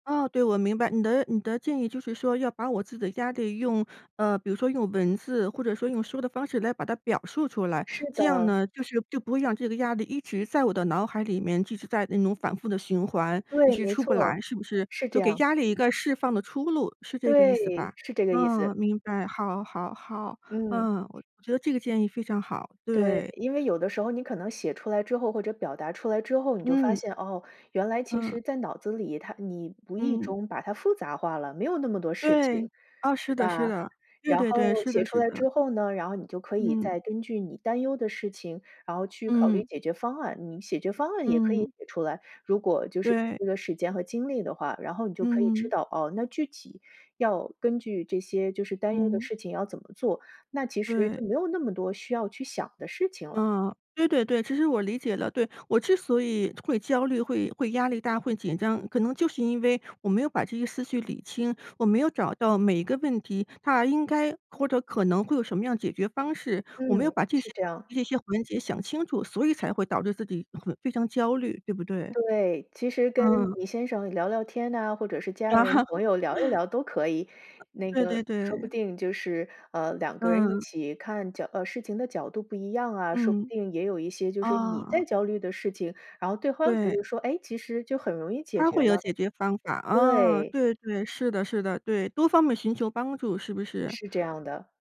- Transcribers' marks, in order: other background noise; laugh; "对方" said as "对慌"
- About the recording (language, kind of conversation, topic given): Chinese, advice, 我睡前总是感到焦虑、难以放松，该怎么办？